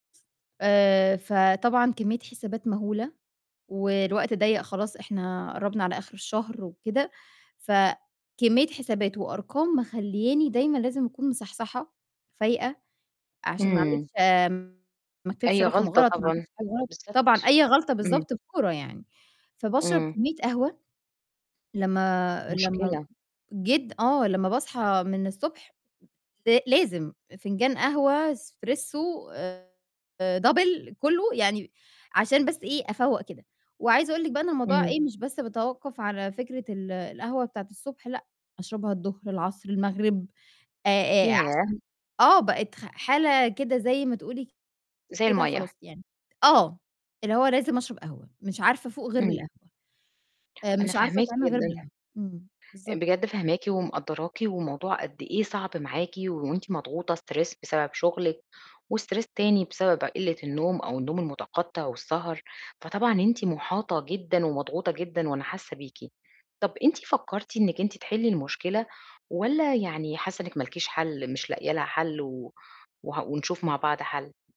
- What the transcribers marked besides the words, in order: distorted speech; tapping; in English: "Double"; in English: "stress"; in English: "وstress"
- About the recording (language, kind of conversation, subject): Arabic, advice, إيه اللي ممكن يخلّيني أنام نوم متقطع وأصحى كذا مرة بالليل؟